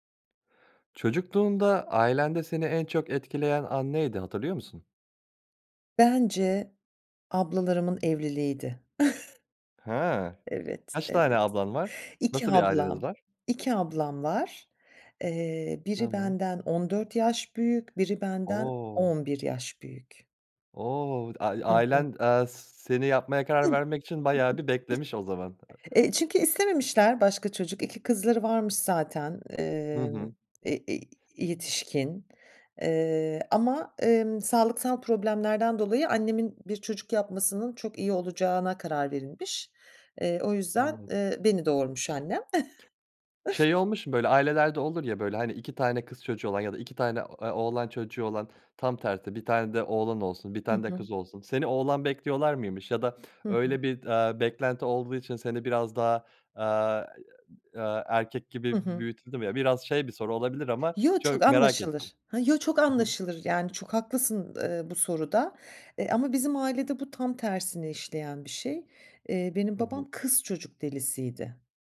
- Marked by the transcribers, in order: chuckle; other noise; other background noise; chuckle; unintelligible speech
- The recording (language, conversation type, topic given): Turkish, podcast, Çocukluğunuzda aileniz içinde sizi en çok etkileyen an hangisiydi?